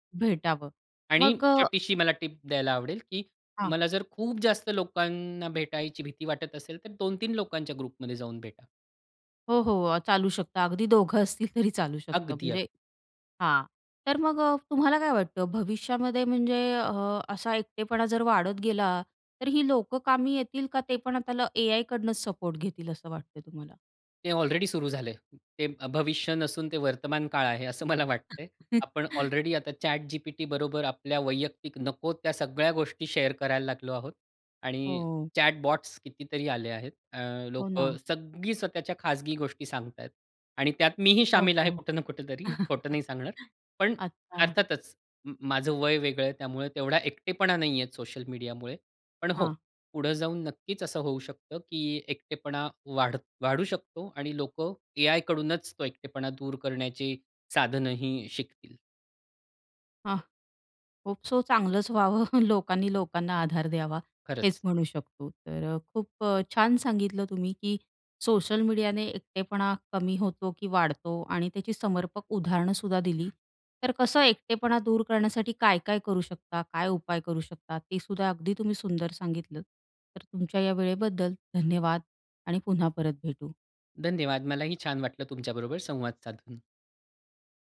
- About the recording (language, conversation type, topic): Marathi, podcast, सोशल मीडियामुळे एकटेपणा कमी होतो की वाढतो, असं तुम्हाला वाटतं का?
- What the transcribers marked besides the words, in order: in English: "टिप"; in English: "ग्रुप"; other background noise; tapping; laughing while speaking: "असतील तरी चालू शकतं"; laughing while speaking: "असं मला वाटतंय"; chuckle; in English: "शेअर"; chuckle; chuckle